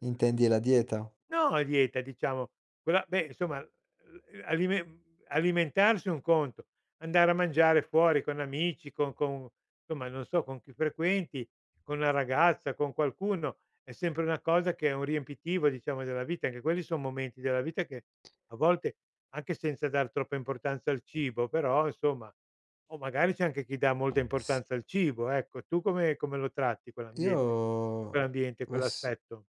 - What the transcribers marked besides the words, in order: "insomma" said as "nsoma"; "insomma" said as "nsomma"; other background noise; "insomma" said as "nsomma"; drawn out: "Io"
- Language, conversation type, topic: Italian, podcast, Che cosa ti piace fare nel tempo libero per ricaricarti davvero?